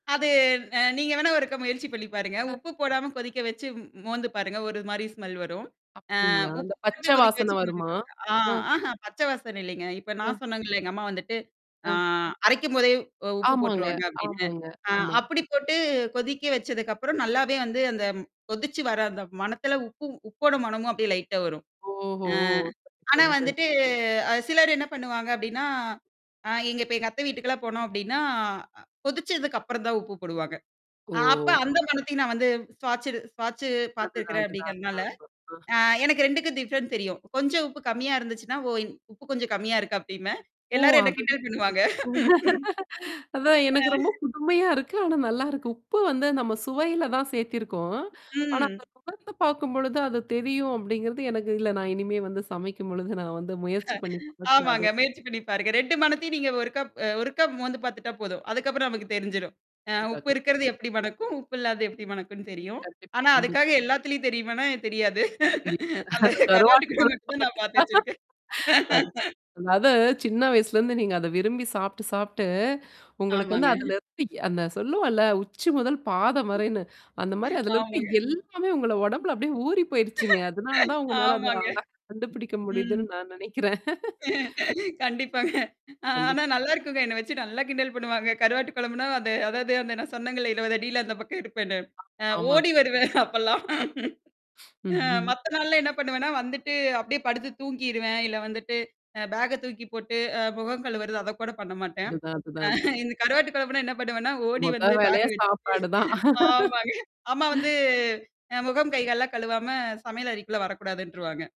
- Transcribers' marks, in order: static; other noise; in English: "ஸ்மெல்"; other background noise; unintelligible speech; drawn out: "ஆ"; in English: "லைட்டா"; tapping; in English: "டிஃப்ரெண்ட்"; laughing while speaking: "அதான் எனக்கு ரொம்ப புதுமையா இருக்கு"; laughing while speaking: "எல்லாரும் என்ன கிண்டல் பண்ணுவாங்க"; laughing while speaking: "ஆமாங்க முயற்சி பண்ணி பாருங்க"; unintelligible speech; unintelligible speech; laughing while speaking: "அந்த கருவாட்டு கொழுப்பட்டு. அ"; laughing while speaking: "அந்த கருவாட்டுக்கு மட்டும் தான் நான் பார்த்து வச்சிருக்கேன்"; laughing while speaking: "ஆமாங்க"; laughing while speaking: "ஆமாங்க"; laughing while speaking: "நான் நினைக்கிறேன்"; laughing while speaking: "கண்டிப்பாங்க. அ ஆனா நல்லாருக்குங்க. என்ன … ஓடி வருவேன் அப்பல்லாம்"; laughing while speaking: "அ இந்த கருவாட்டு குழம்புனா என்ன பண்ணுவேன்னா, ஓடி வந்து பேக்க வச்சுட்டு ஆமாங்க"; laughing while speaking: "மொத வேலையே சாப்பாடு தான்"
- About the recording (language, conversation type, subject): Tamil, podcast, அம்மாவின் சமையல் வாசனை வீட்டு நினைவுகளை எப்படிக் கிளப்புகிறது?